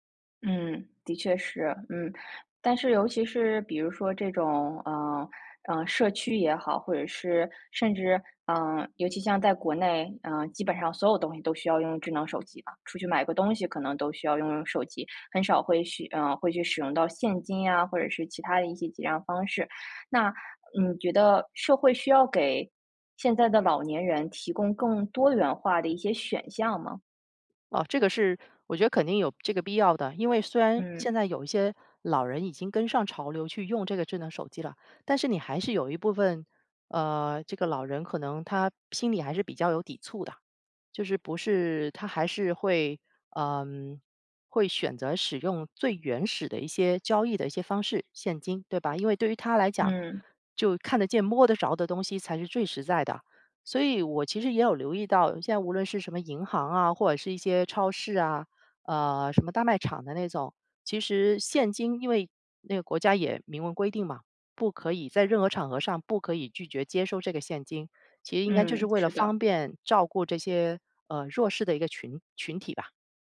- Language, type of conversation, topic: Chinese, podcast, 你会怎么教父母用智能手机，避免麻烦？
- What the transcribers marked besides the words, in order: none